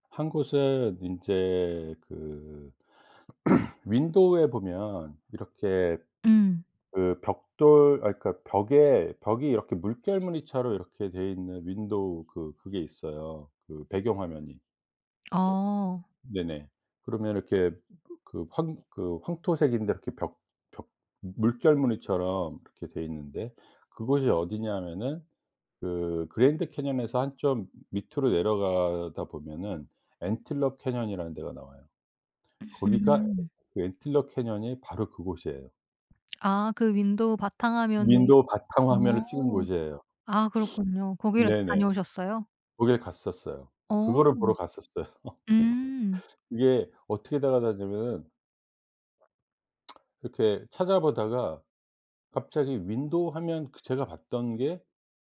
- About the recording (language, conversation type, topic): Korean, podcast, 가장 기억에 남는 여행지는 어디였나요?
- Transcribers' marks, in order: throat clearing; sniff; lip smack; sniff; laugh; "찾아갔냐면은" said as "따라닸냐면은"; swallow; lip smack